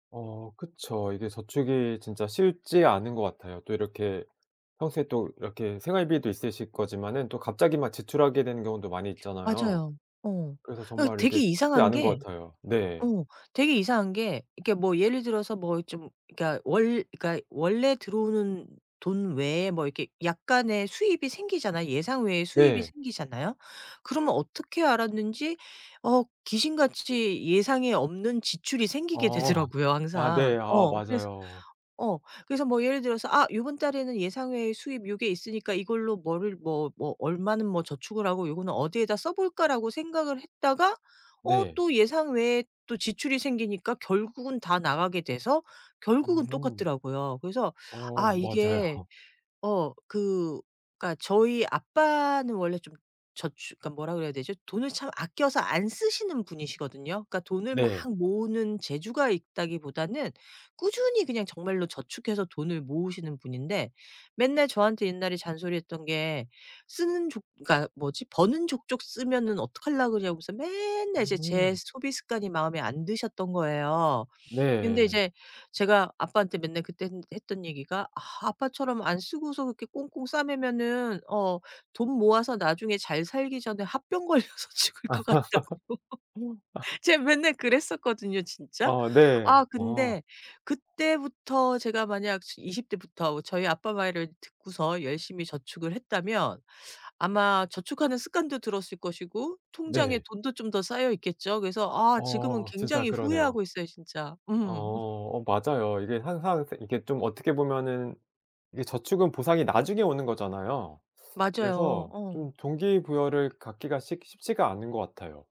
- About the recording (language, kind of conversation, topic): Korean, advice, 돈을 꾸준히 저축하는 습관을 어떻게 만들 수 있을까요?
- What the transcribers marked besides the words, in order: other background noise; laughing while speaking: "되더라고요"; laughing while speaking: "어"; laughing while speaking: "맞아요"; laughing while speaking: "걸려서 죽을 것 같다고"; laugh; laugh